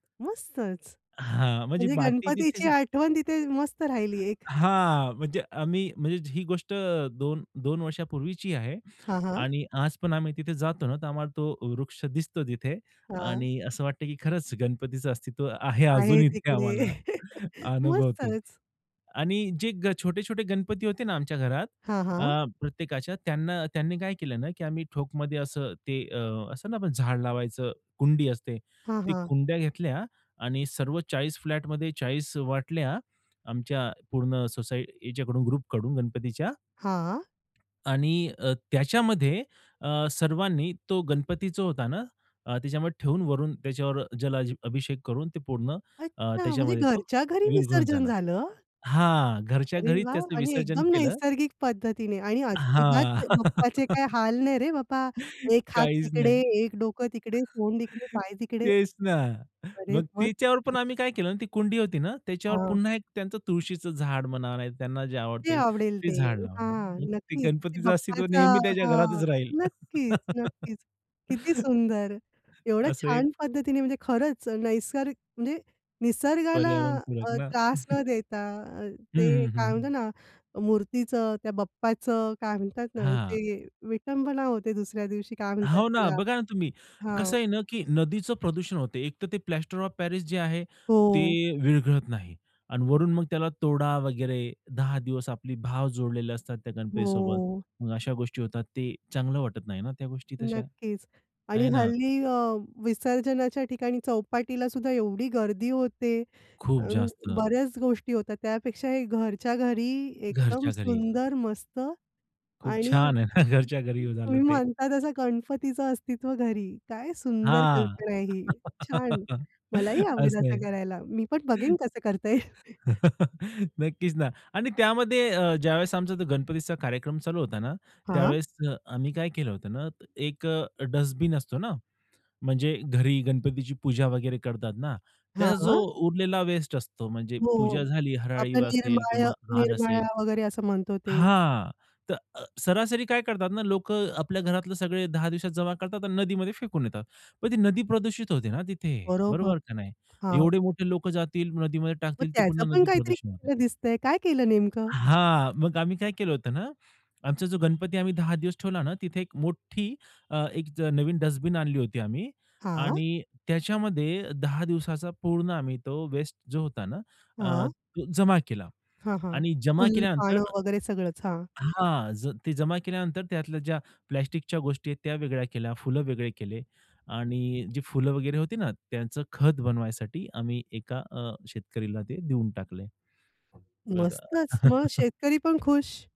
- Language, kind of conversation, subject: Marathi, podcast, सण पर्यावरणपूरक पद्धतीने साजरे करण्यासाठी तुम्ही काय करता?
- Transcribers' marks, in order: other background noise; laughing while speaking: "इथे आम्हाला अनुभवतोय"; chuckle; in English: "ग्रुप"; tapping; laugh; laughing while speaking: "काहीच नाही. तेच ना"; unintelligible speech; laughing while speaking: "गणपतीचं अस्तित्व नेहमी त्याच्या घरातच राहील. असं हे"; chuckle; laughing while speaking: "घरच्या घरी झालं ते"; laughing while speaking: "असं आहे"; laughing while speaking: "येईल"; chuckle